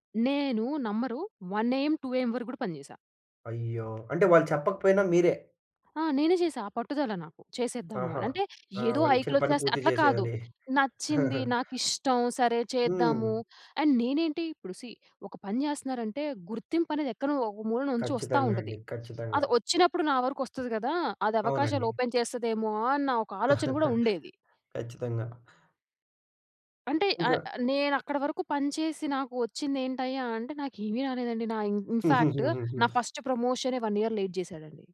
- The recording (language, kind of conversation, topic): Telugu, podcast, ఉద్యోగంలో మీ అవసరాలను మేనేజర్‌కు మర్యాదగా, స్పష్టంగా ఎలా తెలియజేస్తారు?
- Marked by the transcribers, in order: in English: "వన్ ఏయం, టూ ఏయం"; tapping; chuckle; in English: "అండ్"; in English: "సీ"; in English: "ఓపెన్"; chuckle; in English: "ఇన్ ఇన్ఫాక్ట్"; chuckle; in English: "ఫస్ట్"; in English: "వన్ ఇయర్ లేట్"